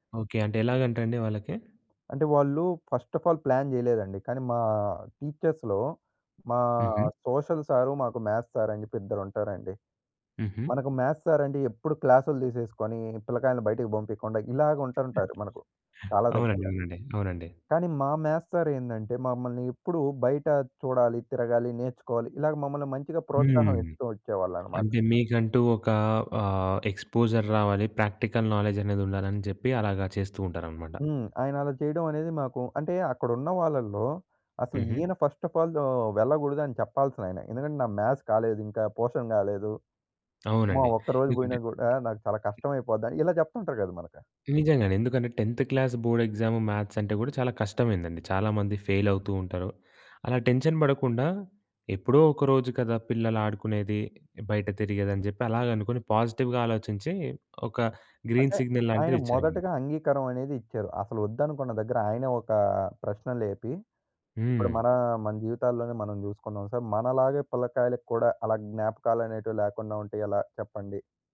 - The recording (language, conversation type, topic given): Telugu, podcast, నీ ఊరికి వెళ్లినప్పుడు గుర్తుండిపోయిన ఒక ప్రయాణం గురించి చెప్పగలవా?
- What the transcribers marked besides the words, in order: in English: "ఫస్ట్ అఫ్ ఆల్ ప్లాన్"; in English: "టీచర్స్‌లో"; in English: "సోషల్ సార్"; in English: "మ్యాద్స్ సార్"; in English: "మ్యాద్స్ సార్"; other background noise; in English: "మ్యాద్స్ సార్"; in English: "ఎక్స్‌పోజర్"; in English: "ప్రాక్టికల్ నాలెడ్జ్"; in English: "ఫస్ట్ అఫ్ ఆల్"; in English: "మ్యాస్"; in English: "పోర్షన్"; unintelligible speech; in English: "టెన్త్ క్లాస్ బోర్డ్ ఎగ్జామ్ మ్యాస్"; in English: "ఫెయిల్"; in English: "టెన్షన్"; in English: "పాజిటివ్‌గా"; in English: "గ్రీన్ సిగ్నల్"; in English: "సార్"